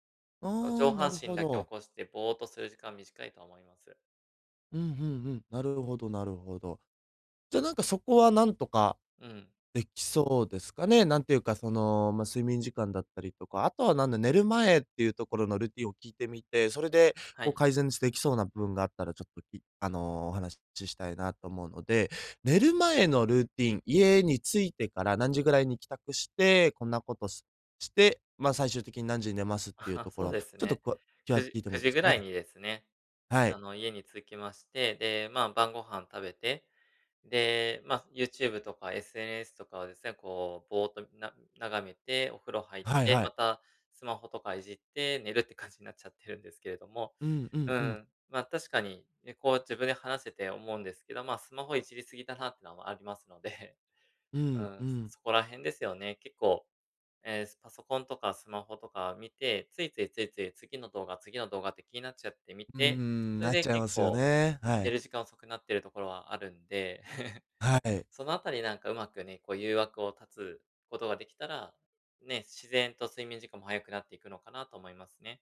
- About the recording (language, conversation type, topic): Japanese, advice, 毎日同じ時間に寝起きする習慣をどうすれば身につけられますか？
- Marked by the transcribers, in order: chuckle; chuckle